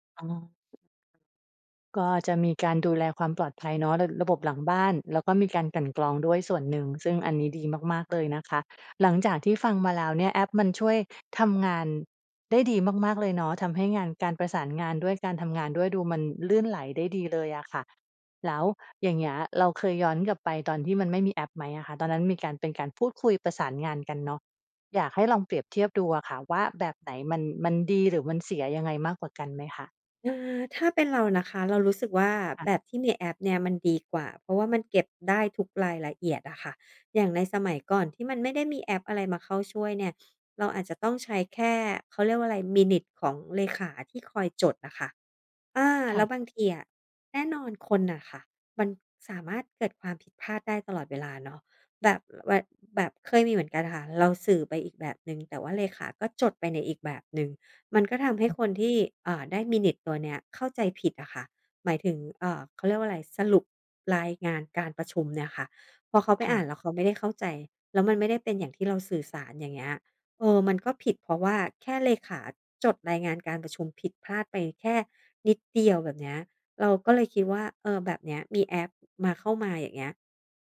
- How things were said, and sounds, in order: other background noise; in English: "Minutes"; other noise; in English: "Minutes"
- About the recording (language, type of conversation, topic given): Thai, podcast, จะใช้แอปสำหรับทำงานร่วมกับทีมอย่างไรให้การทำงานราบรื่น?